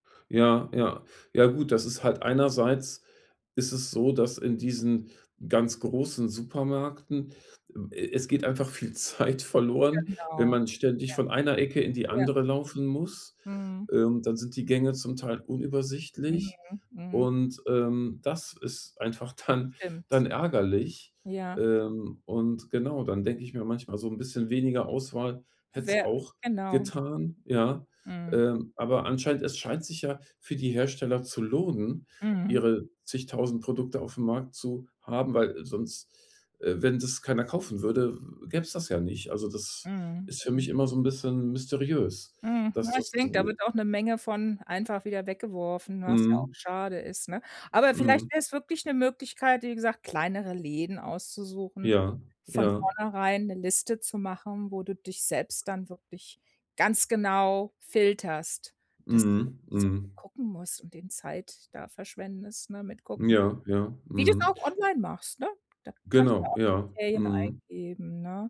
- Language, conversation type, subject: German, advice, Wie kann ich mich beim Online- oder Ladenkauf weniger von der Auswahl überwältigt fühlen?
- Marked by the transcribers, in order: laughing while speaking: "Zeit"; laughing while speaking: "dann"